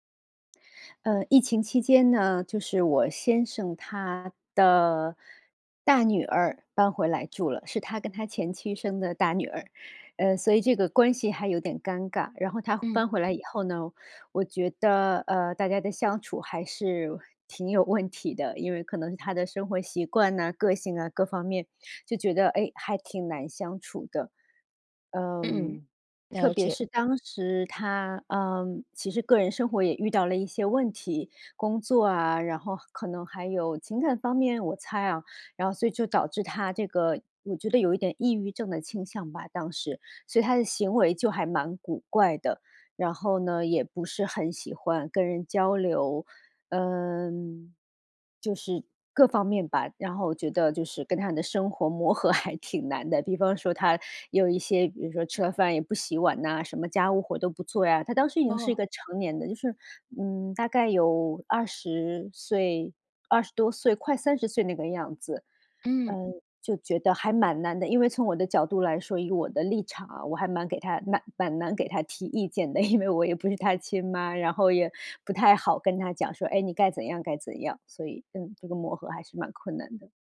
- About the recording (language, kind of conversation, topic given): Chinese, advice, 当家庭成员搬回家住而引发生活习惯冲突时，我该如何沟通并制定相处规则？
- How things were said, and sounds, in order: laughing while speaking: "挺有问题的"; laughing while speaking: "还挺难的"; laughing while speaking: "因为我也不是她亲妈"